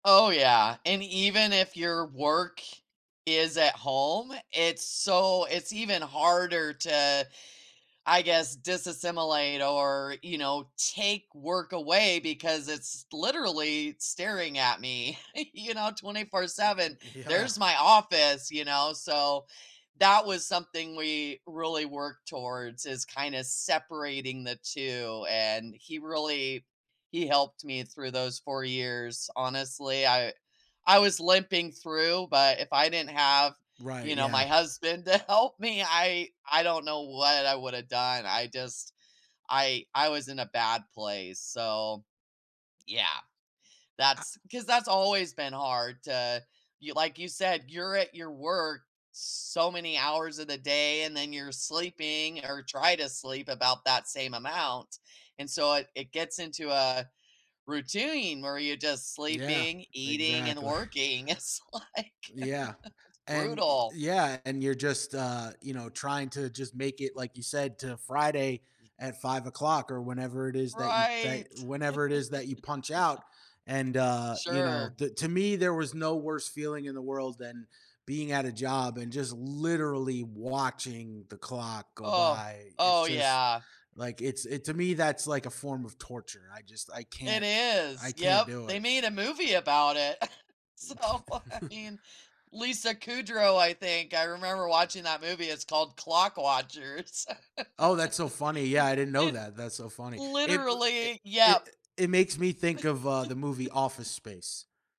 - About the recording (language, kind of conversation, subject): English, unstructured, How can couples support each other in balancing work and personal life?
- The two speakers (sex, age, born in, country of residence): female, 45-49, United States, United States; male, 35-39, United States, United States
- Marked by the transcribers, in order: chuckle; laughing while speaking: "Yeah"; laughing while speaking: "to"; laughing while speaking: "exactly"; laughing while speaking: "it's, like"; chuckle; other background noise; unintelligible speech; laugh; stressed: "watching"; chuckle; laughing while speaking: "So, I mean"; laughing while speaking: "Watchers"; laugh; laugh